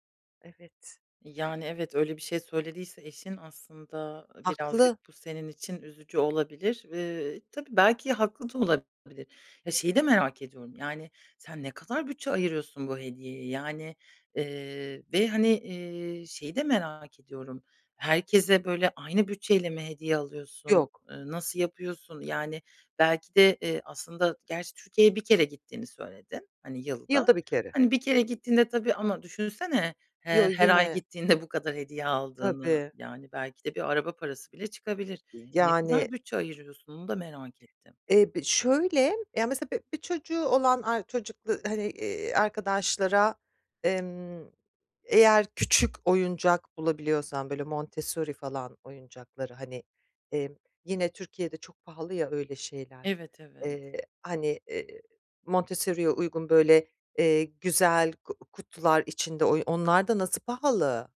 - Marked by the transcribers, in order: chuckle; other background noise
- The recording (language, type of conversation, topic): Turkish, advice, Sevdiklerime uygun ve özel bir hediye seçerken nereden başlamalıyım?